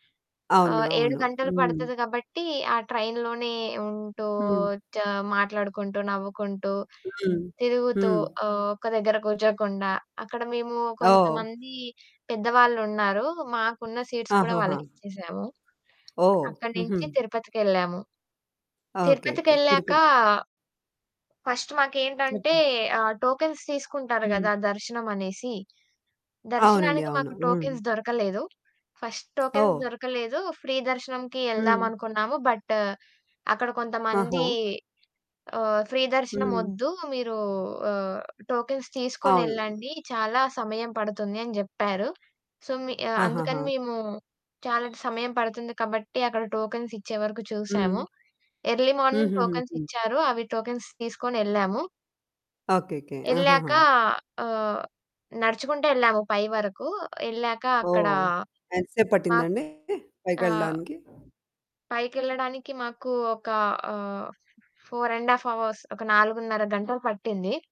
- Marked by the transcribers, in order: static; other background noise; in English: "సీట్స్"; tapping; in English: "ఫస్ట్"; in English: "టోకెన్స్"; in English: "టోకెన్స్"; in English: "ఫస్ట్ టోకెన్స్"; in English: "ఫ్రీ"; in English: "బట్ట్"; in English: "ఫ్రీ"; in English: "టోకెన్స్"; in English: "సో"; in English: "ఎర్లీ మార్నింగ్"; in English: "టోకెన్స్"; distorted speech; in English: "ఫోర్ అండ్ ఆఫ్ అవర్స్"
- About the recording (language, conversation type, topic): Telugu, podcast, రోడ్ ట్రిప్‌లో మీకు జరిగిన ఒక ముచ్చటైన సంఘటనను చెప్పగలరా?